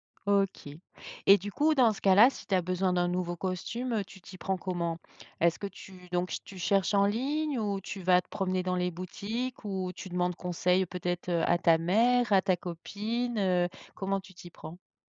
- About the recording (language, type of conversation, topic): French, podcast, Qu’est-ce qui, dans une tenue, te met tout de suite de bonne humeur ?
- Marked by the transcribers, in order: tapping